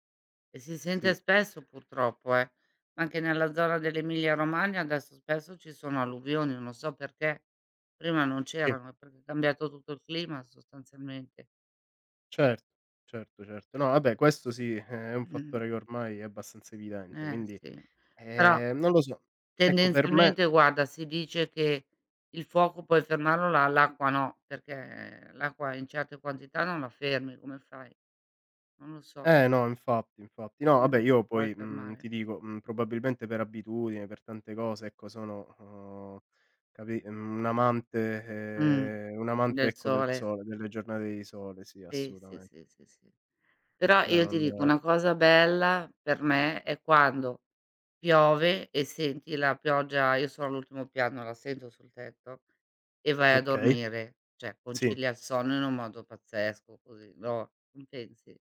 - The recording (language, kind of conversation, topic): Italian, unstructured, Preferisci una giornata di pioggia o una di sole?
- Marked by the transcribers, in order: other background noise; "proprio" said as "propio"; "cioè" said as "ceh"